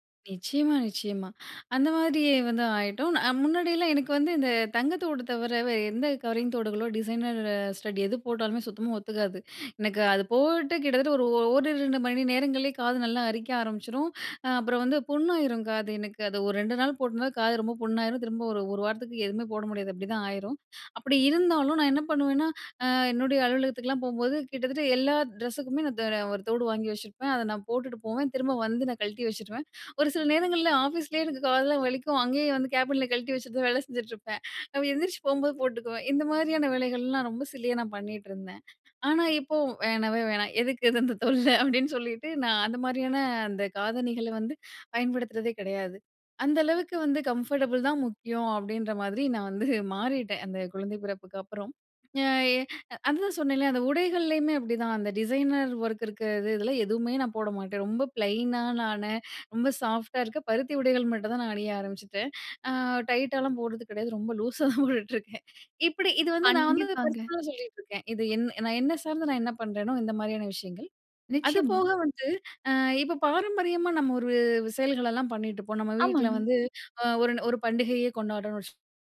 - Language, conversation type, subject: Tamil, podcast, சில நேரங்களில் ஸ்டைலை விட வசதியை முன்னிலைப்படுத்துவீர்களா?
- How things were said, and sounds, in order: other background noise; background speech; in English: "கேபின்ல"; laughing while speaking: "வேல செஞ்சிட்டிருப்பேன்"; laughing while speaking: "அந்த தொல்ல"; laughing while speaking: "மாறிட்டேன்"; laughing while speaking: "லூசா தான் போட்டுட்டிருக்கேன்"